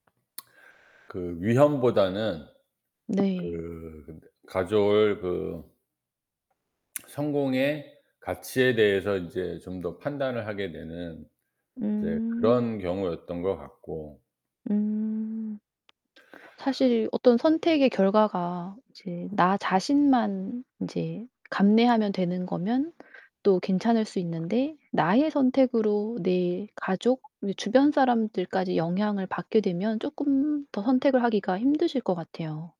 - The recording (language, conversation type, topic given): Korean, podcast, 솔직히 후회 없는 선택을 하려면 어떻게 해야 할까요?
- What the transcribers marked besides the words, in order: other background noise; static